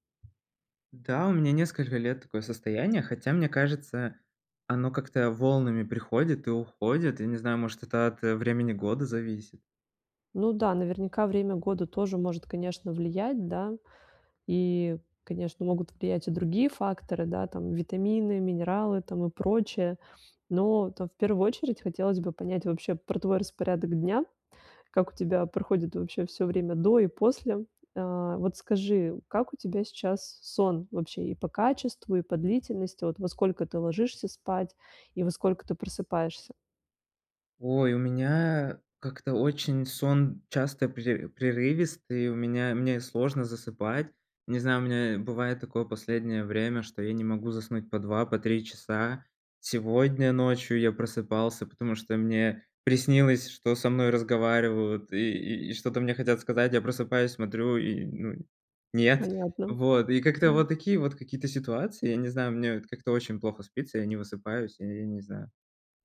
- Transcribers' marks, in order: tapping
- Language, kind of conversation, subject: Russian, advice, Как мне просыпаться бодрее и побороть утреннюю вялость?